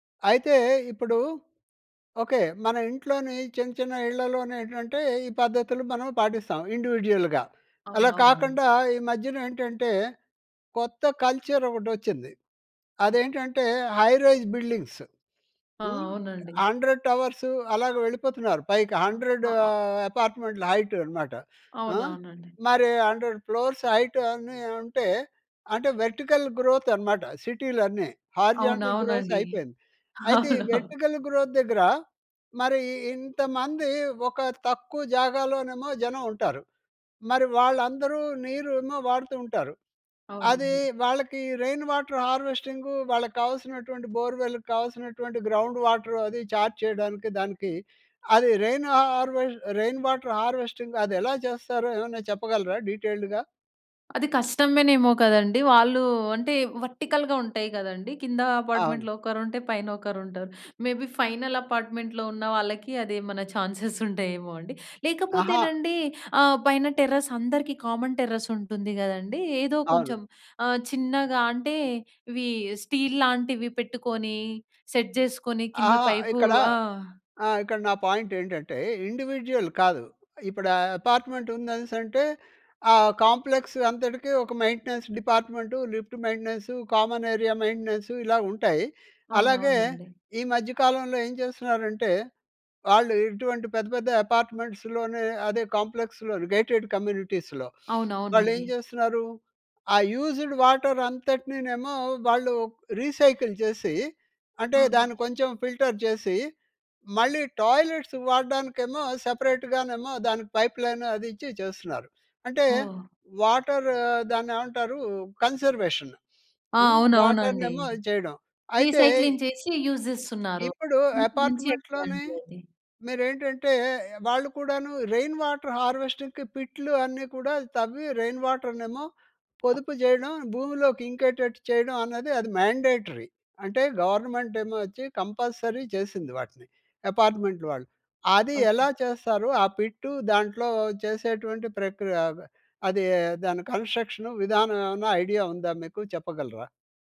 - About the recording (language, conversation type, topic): Telugu, podcast, వర్షపు నీటిని సేకరించడానికి మీకు తెలియిన సులభమైన చిట్కాలు ఏమిటి?
- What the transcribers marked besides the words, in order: in English: "ఇండివిడ్యువల్‍గా"; in English: "కల్చర్"; in English: "హై రైజ్ బిల్డింగ్స్"; in English: "హండ్రెడ్"; in English: "హండ్రెడ్"; other noise; in English: "హైట్"; in English: "హండ్రెడ్ ఫ్లోర్స్ హైట్"; in English: "వర్టికల్ గ్రోత్"; in English: "హారిజాంటల్ గ్రోత్"; in English: "వెర్టికల్ గ్రోత్"; laughing while speaking: "అవును"; in English: "రెయిన్ వాటర్"; in English: "బోర్‌వెల్"; in English: "గ్రౌండ్ వాటర్"; in English: "చార్జ్"; in English: "రెయిన్ హార్వెస్ట్ రెయిన్ వాటర్ హార్వెస్టింగ్"; in English: "డీటెయిల్డ్‌గా?"; in English: "వర్టికల్‌గా"; in English: "అపార్ట్మెంట్‌లో"; in English: "మేబీ ఫైనల్ అపార్ట్మెంట్‌లో"; in English: "ఛాన్సెస్"; chuckle; in English: "టెర్రస్"; in English: "కామన్ టెర్రస్"; in English: "స్టీల్"; in English: "సెట్"; in English: "పాయింట్"; in English: "ఇండివిడ్యువల్"; in English: "అపార్ట్మెంట్"; in English: "కాంప్లెక్స్"; in English: "మెయింటెనెన్స్"; in English: "లిఫ్ట్"; in English: "కామన్ ఏరియా"; in English: "అపార్ట్మెంట్స్‌లోనే"; in English: "కాంప్లెక్స్‌లోనే గేటెడ్ కమ్యూనిటీస్‍లో"; in English: "యూజ్‌డ్ వాటర్"; in English: "రీసైకిల్"; in English: "ఫిల్టర్"; in English: "టాయిలెట్స్‌కి"; in English: "సెపరేట్‌గానేమో"; in English: "పైప్ లైన్"; in English: "వాటర్"; in English: "కన్జర్వేషన్"; in English: "వాటర్‌నేమో"; in English: "రీసైక్లింగ్"; in English: "యూస్"; in English: "అపార్ట్మెంట్‌లోనే"; in English: "రెయిన్ వాటర్ హార్వెస్టింగ్‌కి"; in English: "రెయిన్ వాటర్‌నేమో"; tapping; in English: "మాండేటరీ"; in English: "కంపల్సరీ"; in English: "అపార్ట్మెంట్"; in English: "కన్స్ట్రక్షన్"